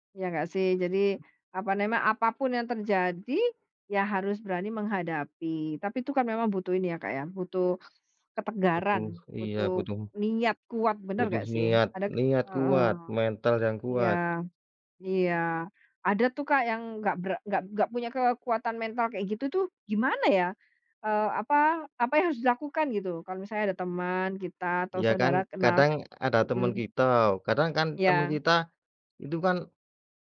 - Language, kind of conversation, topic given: Indonesian, unstructured, Hal apa yang paling kamu takuti kalau kamu tidak berhasil mencapai tujuan hidupmu?
- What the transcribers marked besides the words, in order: other background noise; tapping